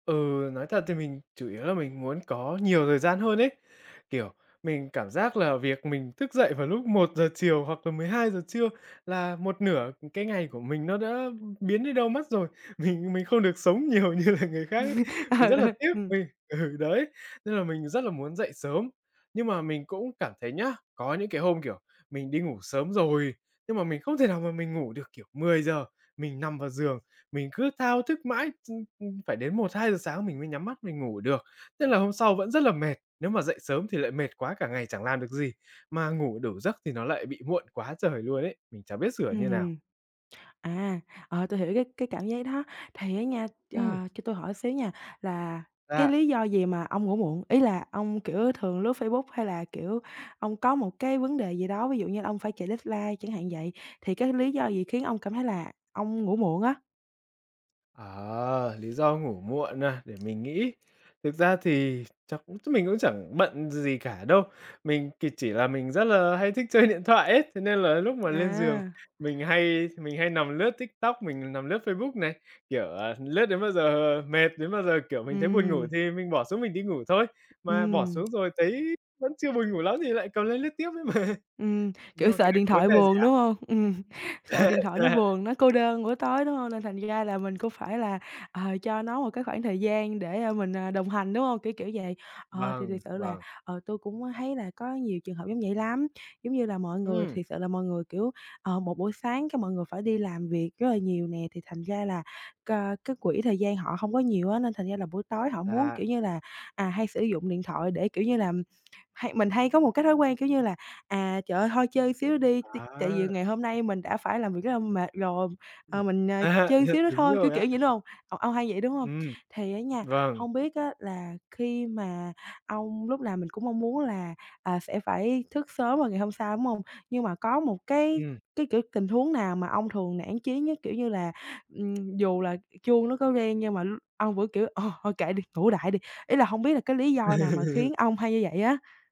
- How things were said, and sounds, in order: laughing while speaking: "Mình"; laughing while speaking: "nhiều như là"; laugh; laughing while speaking: "Ừ, ừ"; laughing while speaking: "ừ, đấy"; tapping; in English: "deadline"; laughing while speaking: "chơi"; other background noise; laughing while speaking: "mà"; laughing while speaking: "Ừm"; laugh; laughing while speaking: "À"; laugh
- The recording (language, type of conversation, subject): Vietnamese, advice, Làm sao để thay đổi thói quen mà không mất kiên nhẫn rồi bỏ cuộc?